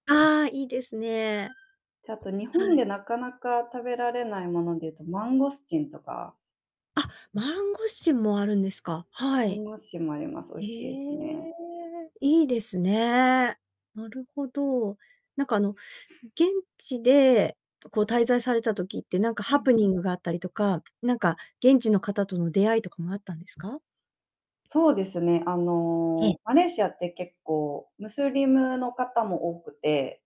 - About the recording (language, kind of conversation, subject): Japanese, podcast, 最近行って特に印象に残っている旅先はどこですか？
- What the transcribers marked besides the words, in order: static; other background noise; drawn out: "ええ"; tapping